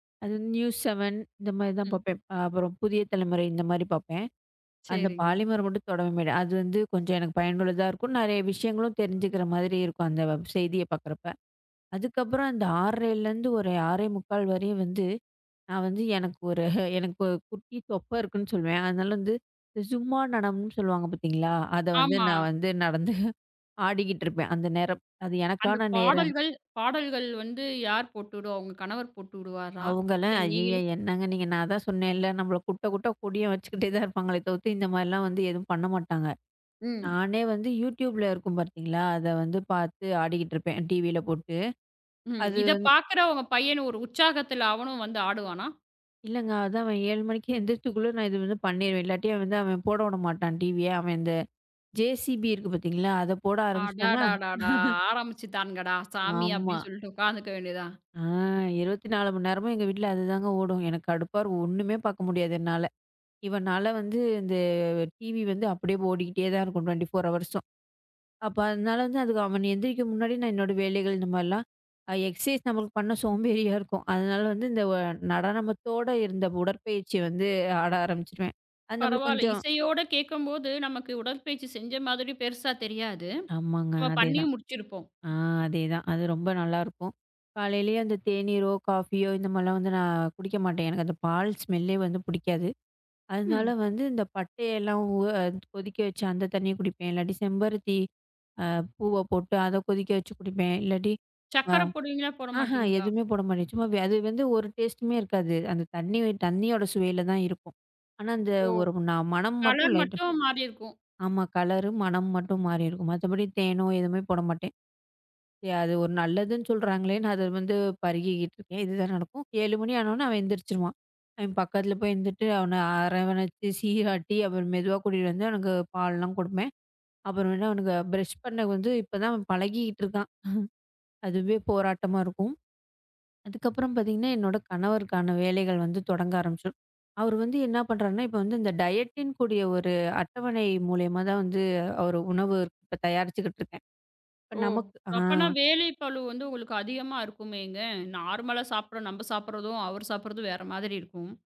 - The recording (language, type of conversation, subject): Tamil, podcast, உங்களுக்கு மிகவும் பயனுள்ளதாக இருக்கும் காலை வழக்கத்தை விவரிக்க முடியுமா?
- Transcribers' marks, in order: in another language: "7"; in another language: "பாலிமர்"; tapping; laughing while speaking: "நான் வந்து"; chuckle; drawn out: "இந்த"; in another language: "டூவன்டி ஃபோர் ஹவர்ஸ்சும்"; in English: "எக்ஸர்சைஸ்"; in English: "ஸ்மெல்லே"; chuckle; in English: "டயட்ன்னு"; in English: "நார்மல்லா"